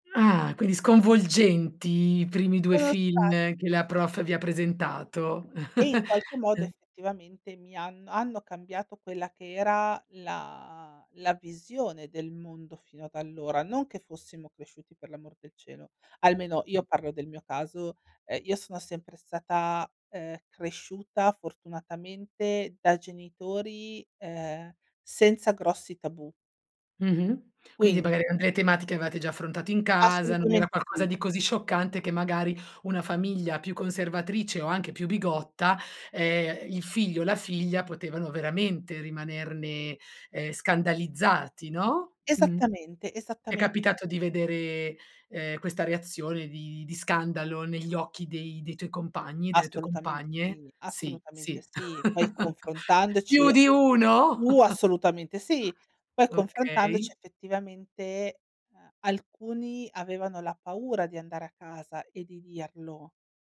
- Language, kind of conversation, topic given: Italian, podcast, Qual è un film che ti ha cambiato e che cosa ti ha colpito davvero?
- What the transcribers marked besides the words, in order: chuckle; tapping; "magari" said as "magare"; chuckle; other background noise